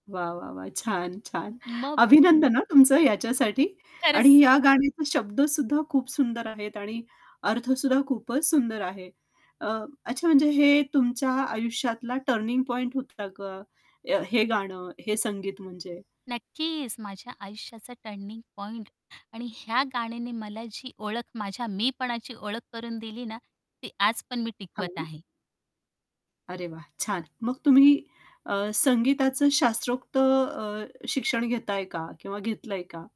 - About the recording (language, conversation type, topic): Marathi, podcast, तुझी संगीताची ओळख कशी घडली?
- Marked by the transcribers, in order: static; distorted speech; tapping; in English: "टर्निंग पॉइंट"; in English: "टर्निंग पॉइंट"; stressed: "मीपणाची"